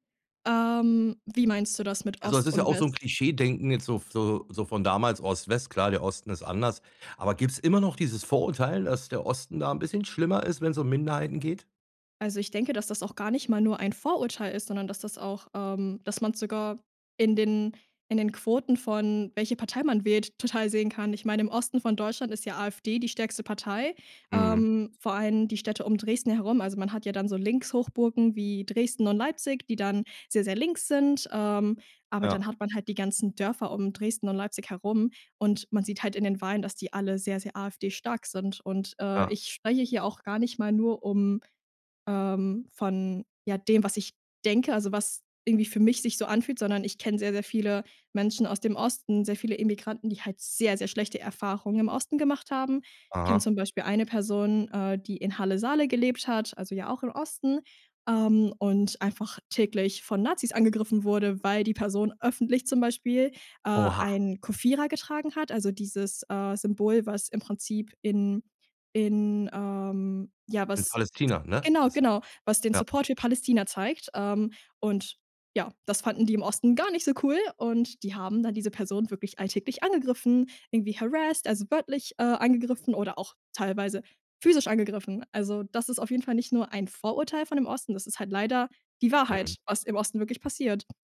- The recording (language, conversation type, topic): German, podcast, Wie erlebst du die Sichtbarkeit von Minderheiten im Alltag und in den Medien?
- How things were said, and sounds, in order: surprised: "Oha"; in English: "harassed"; tapping